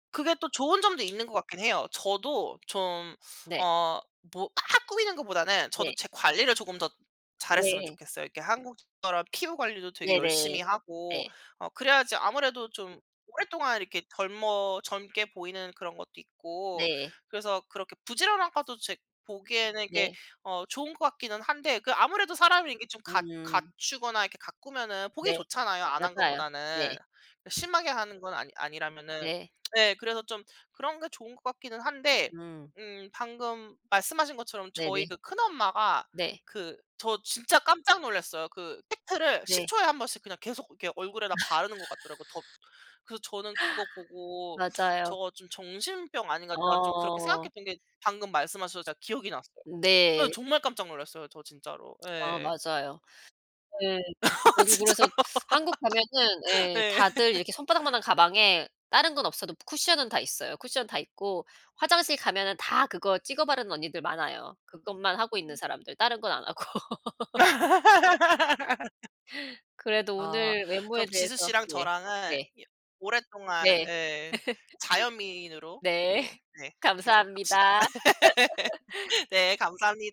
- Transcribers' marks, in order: tapping; laugh; other background noise; laugh; laughing while speaking: "진짜요"; laugh; laugh; laugh; laughing while speaking: "네"; laugh
- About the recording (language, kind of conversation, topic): Korean, unstructured, 외모로 사람을 판단하는 문화에 대해 어떻게 생각하세요?
- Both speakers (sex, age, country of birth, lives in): female, 35-39, South Korea, United States; female, 40-44, South Korea, United States